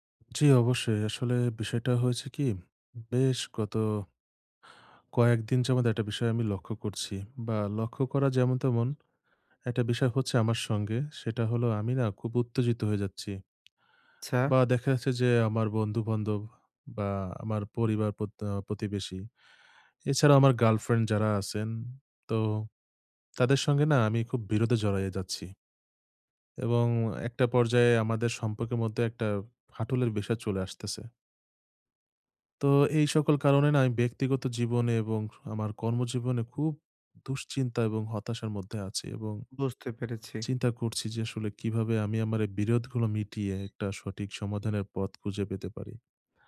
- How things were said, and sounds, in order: tapping; "আচ্ছা" said as "চ্ছা"
- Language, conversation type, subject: Bengali, advice, বিরোধের সময় কীভাবে সম্মান বজায় রেখে সহজভাবে প্রতিক্রিয়া জানাতে পারি?